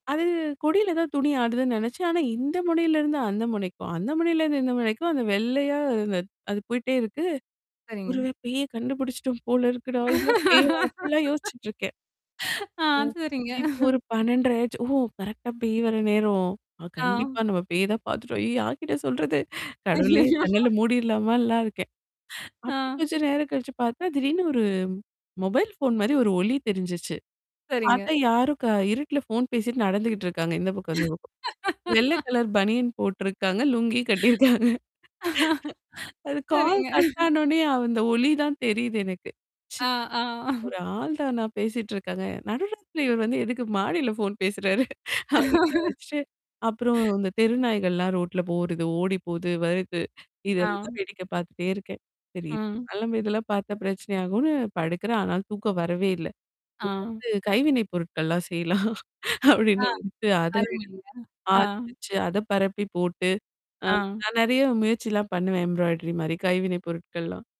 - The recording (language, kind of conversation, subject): Tamil, podcast, முதல் முறையாக தனியாக தங்கிய அந்த இரவில் உங்களுக்கு ஏற்பட்ட உணர்வுகளைப் பற்றி சொல்ல முடியுமா?
- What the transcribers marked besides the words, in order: static; other background noise; laugh; laughing while speaking: "ஆ, சரிங்க"; distorted speech; mechanical hum; laughing while speaking: "அய்யய்யோ!"; other noise; laugh; laughing while speaking: "சரிங்க"; laugh; chuckle; laughing while speaking: "மாடில ஃபோன் பேசுறாரு?"; laugh; tapping; unintelligible speech; laughing while speaking: "இருந்து அது கைவினை பொருட்கள்லாம் செய்யலாம்"; in English: "எம்ப்ராய்டரி"